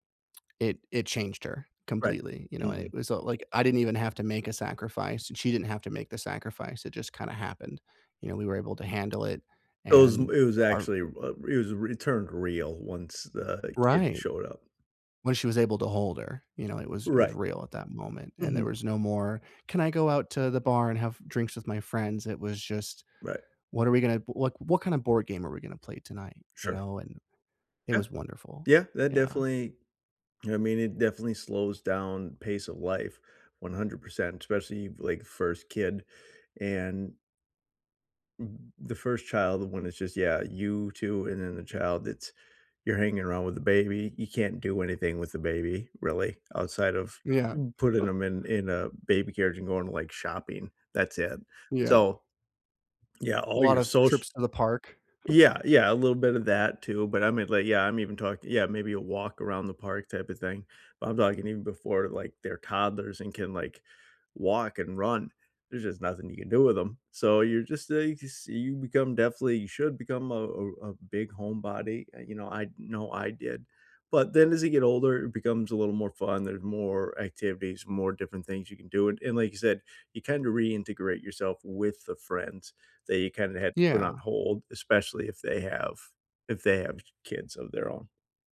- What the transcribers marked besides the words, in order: tapping; chuckle; chuckle
- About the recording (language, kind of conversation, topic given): English, unstructured, How do I balance time between family and friends?